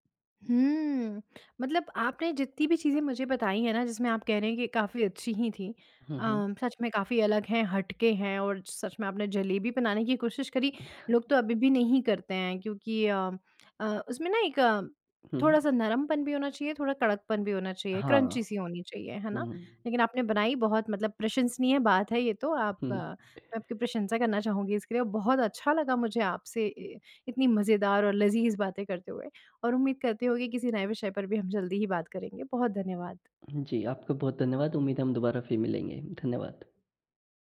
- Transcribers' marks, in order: tapping; in English: "क्रंची"; lip smack
- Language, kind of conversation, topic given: Hindi, podcast, क्या तुम्हें बचपन का कोई खास खाना याद है?